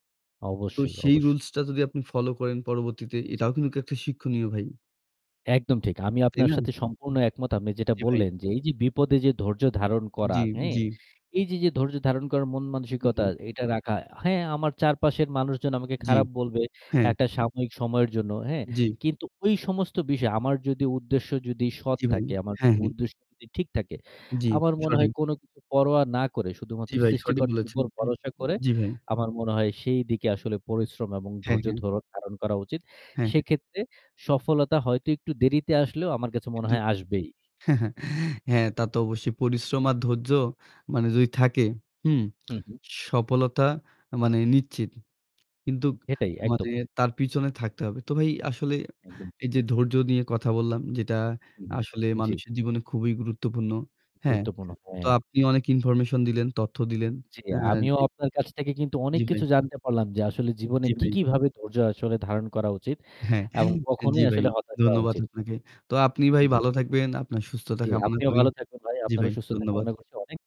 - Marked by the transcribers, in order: static; "কিন্তু" said as "কিন্তুক"; mechanical hum; other background noise; chuckle; lip smack; "সফলতা" said as "সপলতা"; "নিশ্চিত" said as "নিচ্চিত"; "কিন্তু" said as "কিন্তুক"
- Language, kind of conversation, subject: Bengali, unstructured, কঠিন সময়ে আপনি কীভাবে ধৈর্য ধরে থাকেন?